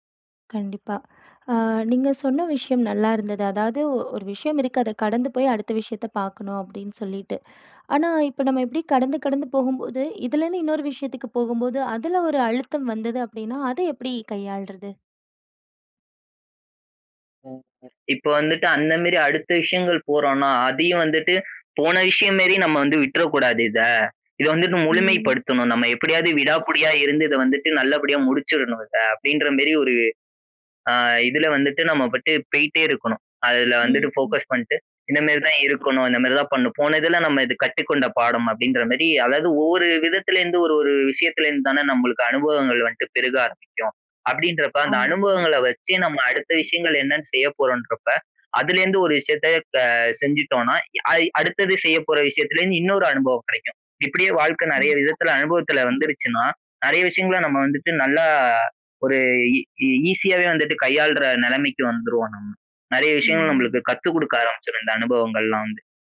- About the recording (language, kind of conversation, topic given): Tamil, podcast, மனஅழுத்தத்தை நீங்கள் எப்படித் தணிக்கிறீர்கள்?
- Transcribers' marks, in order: other background noise; unintelligible speech; "நம்மபாட்டு" said as "நம்மபட்டு"; in English: "ஃபோகஸ்"; "பண்ணணும்" said as "பண்ணும்"